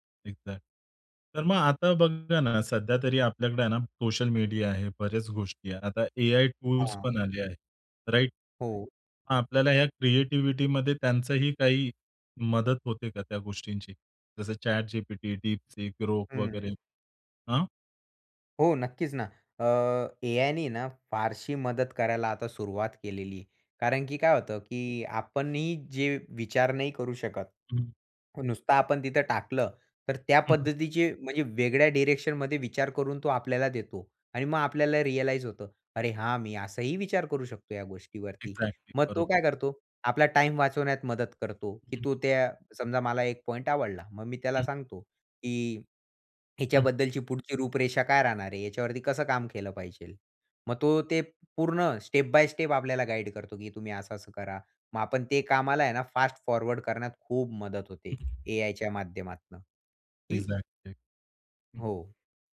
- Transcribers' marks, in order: in English: "एक्झॅक्ट"; in English: "राइट?"; in English: "क्रिएटिव्हिटीमध्ये"; other background noise; in English: "रियलाईज"; in English: "एक्झॅक्टली"; in English: "स्टेप बाय स्टेप"; in English: "फॉरवर्ड"; in English: "एक्झॅक्टली"
- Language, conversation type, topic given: Marathi, podcast, सर्जनशील अडथळा आला तर तुम्ही सुरुवात कशी करता?